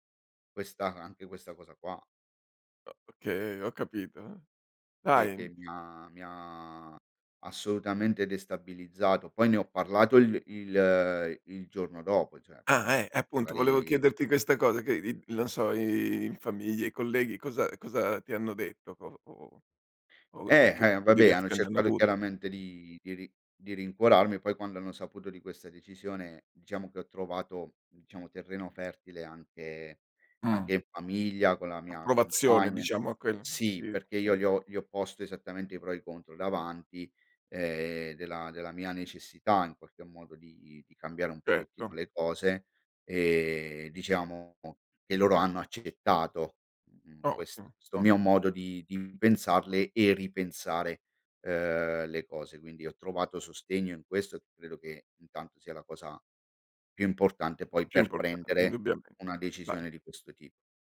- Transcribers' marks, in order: none
- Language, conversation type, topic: Italian, podcast, Qual è un rischio che hai corso e che ti ha cambiato la vita?